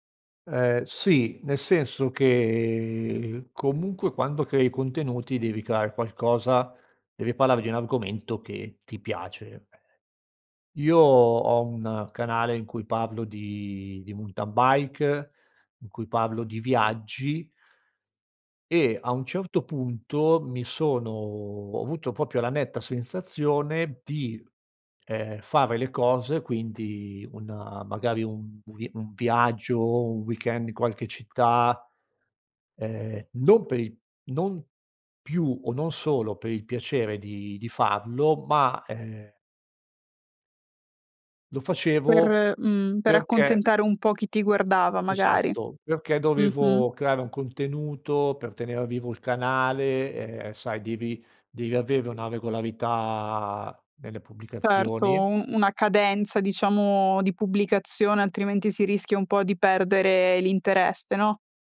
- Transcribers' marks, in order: "mountain" said as "muntan"; other background noise; "proprio" said as "propio"
- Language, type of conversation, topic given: Italian, podcast, Hai mai fatto una pausa digitale lunga? Com'è andata?